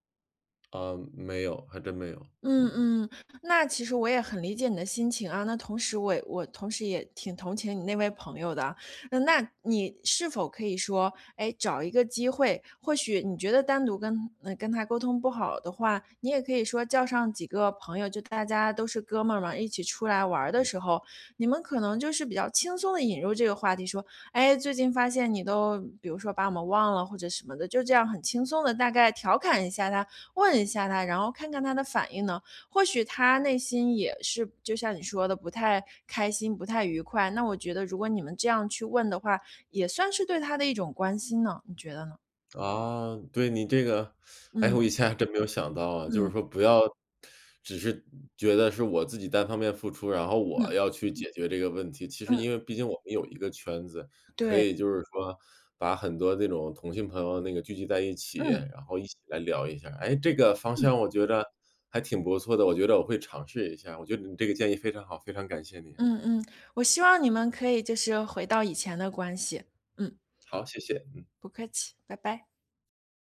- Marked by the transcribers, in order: other background noise; teeth sucking
- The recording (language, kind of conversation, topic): Chinese, advice, 在和朋友的关系里总是我单方面付出，我该怎么办？